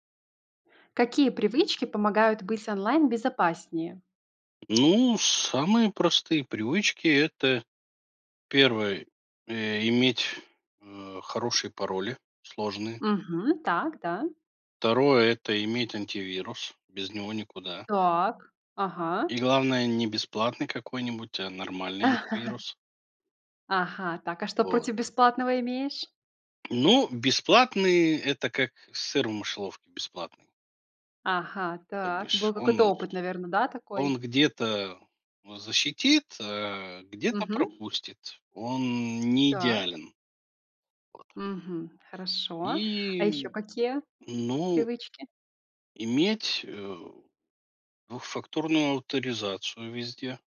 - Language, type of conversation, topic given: Russian, podcast, Какие привычки помогают повысить безопасность в интернете?
- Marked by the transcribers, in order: tapping; chuckle; other background noise; "двухфакторную" said as "двухфактурную"